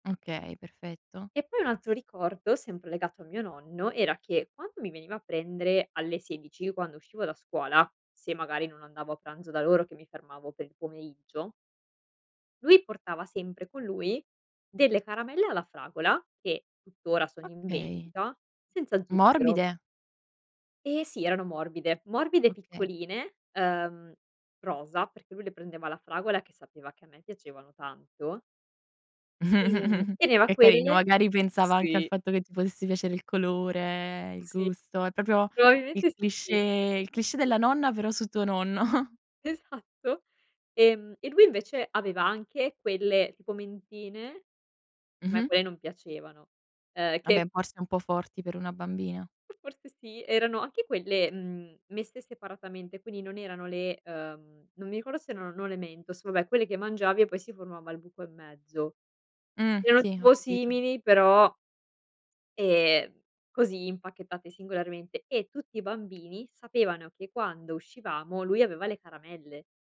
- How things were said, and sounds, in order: tapping; other background noise; giggle; "proprio" said as "propio"; chuckle
- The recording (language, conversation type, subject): Italian, podcast, Quale cibo della tua infanzia ti fa pensare subito ai tuoi nonni?